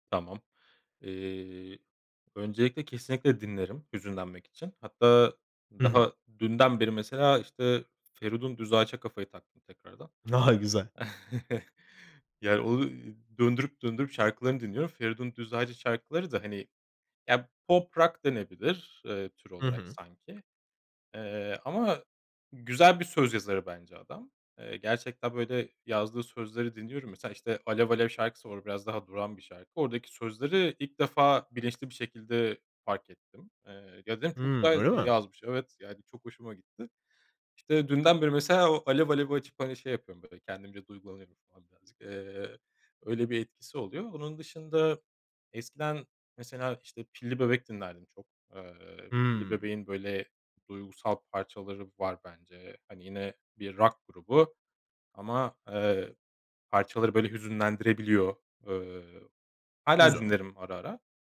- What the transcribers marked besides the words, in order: chuckle; unintelligible speech; unintelligible speech
- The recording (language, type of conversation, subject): Turkish, podcast, Müzik dinlerken ruh halin nasıl değişir?